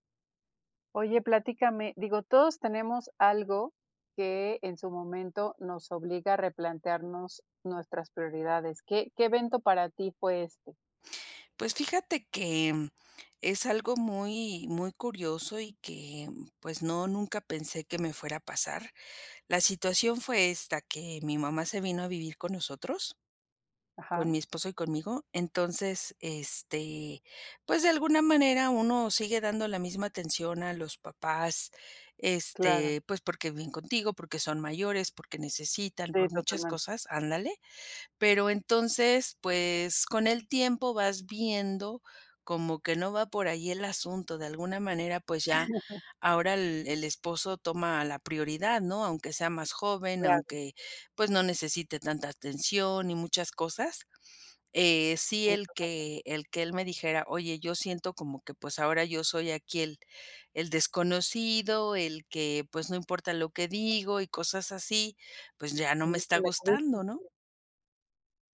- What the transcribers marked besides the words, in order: other background noise; laugh
- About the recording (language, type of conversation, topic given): Spanish, podcast, ¿Qué evento te obligó a replantearte tus prioridades?